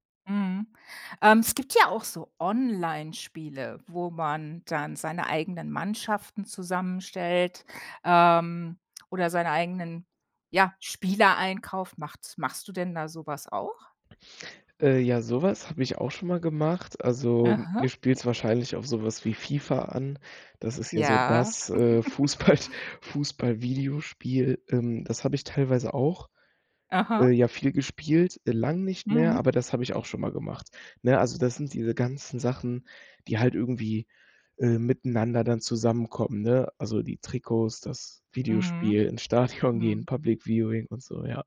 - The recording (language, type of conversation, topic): German, podcast, Erzähl mal, wie du zu deinem liebsten Hobby gekommen bist?
- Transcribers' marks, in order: laughing while speaking: "Fußball"; chuckle; laughing while speaking: "Stadion"; in English: "Public-Viewing"